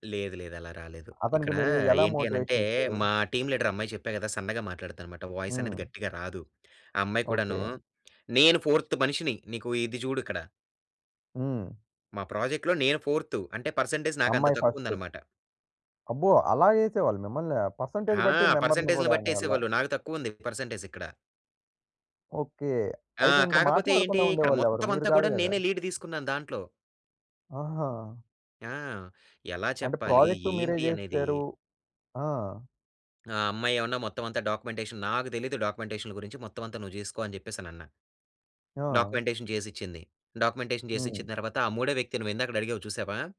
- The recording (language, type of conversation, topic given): Telugu, podcast, పబ్లిక్ స్పీకింగ్‌లో ధైర్యం పెరగడానికి మీరు ఏ చిట్కాలు సూచిస్తారు?
- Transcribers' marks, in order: in English: "టీమ్"; in English: "ఫోర్త్"; in English: "ప్రాజెక్ట్‌లో"; in English: "పర్సంటేజ్"; in English: "పర్సంటేజ్"; in English: "మెంబర్‌ని"; in English: "డాక్యుమెంటేషన్"; in English: "డాక్యుమెంటేషన్"; in English: "డాక్యుమెంటేషన్"